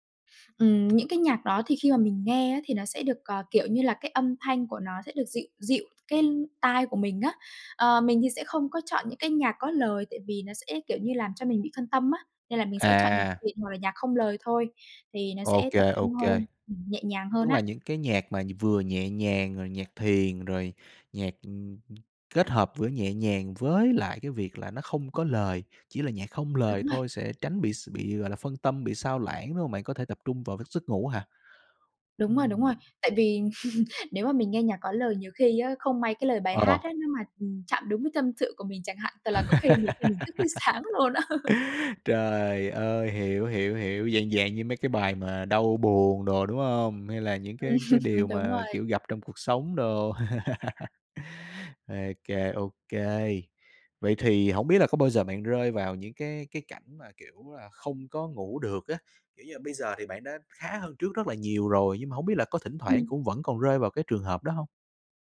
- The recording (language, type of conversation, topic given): Vietnamese, podcast, Thói quen buổi tối nào giúp bạn thư giãn trước khi đi ngủ?
- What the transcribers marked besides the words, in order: tapping; laugh; other background noise; laugh; laughing while speaking: "sáng"; laughing while speaking: "á"; laugh; laughing while speaking: "Ừm"; laugh